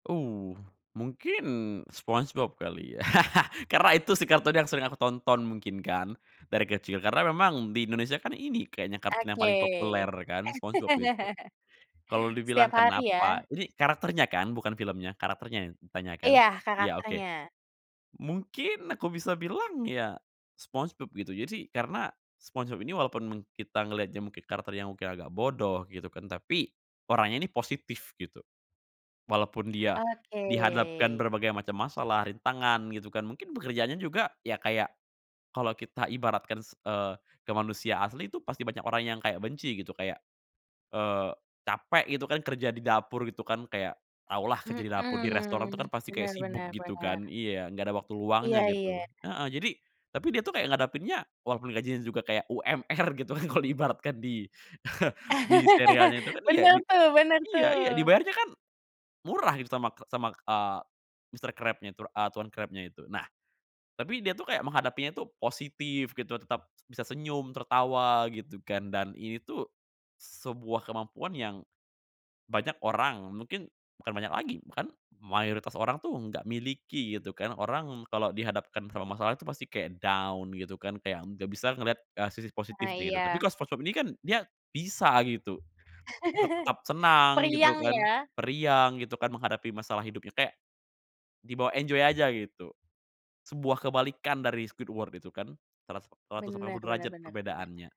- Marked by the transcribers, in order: laugh; chuckle; "karakternya yang" said as "karakternyang"; laughing while speaking: "gitu kan kalau ibaratkan"; laugh; chuckle; in English: "down"; stressed: "down"; "sisi" said as "sisis"; chuckle; other background noise; in English: "enjoy"; tapping
- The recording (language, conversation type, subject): Indonesian, podcast, Kenapa karakter fiksi bisa terasa seperti orang nyata bagi banyak orang?